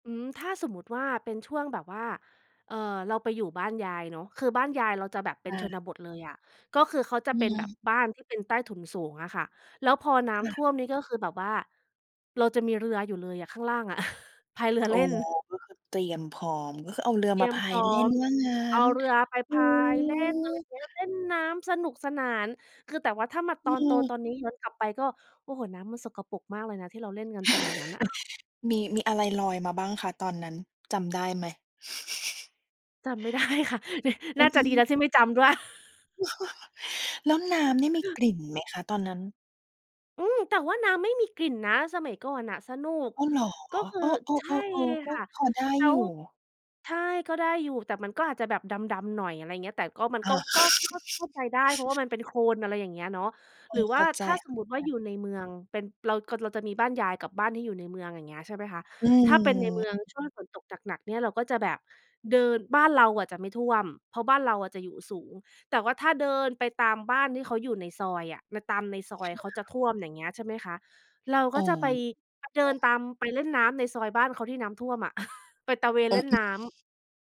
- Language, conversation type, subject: Thai, podcast, ความทรงจำในวัยเด็กของคุณเกี่ยวกับช่วงเปลี่ยนฤดูเป็นอย่างไร?
- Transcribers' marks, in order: chuckle; tapping; other background noise; chuckle; laughing while speaking: "ไม่ได้"; chuckle; chuckle